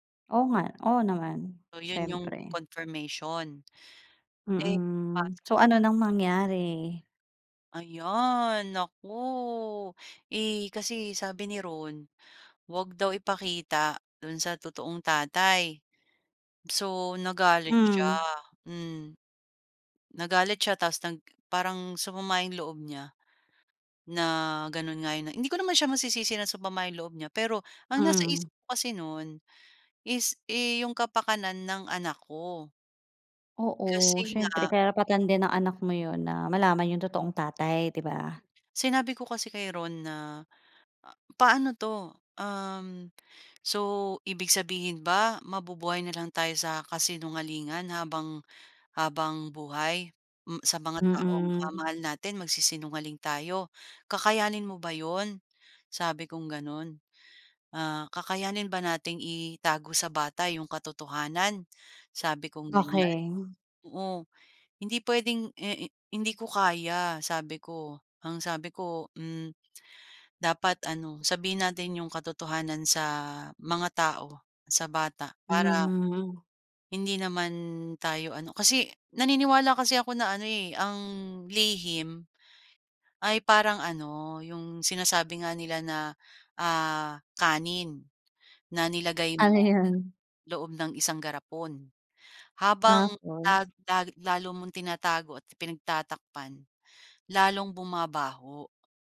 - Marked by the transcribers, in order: unintelligible speech; tapping; other background noise
- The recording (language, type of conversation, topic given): Filipino, podcast, May tao bang biglang dumating sa buhay mo nang hindi mo inaasahan?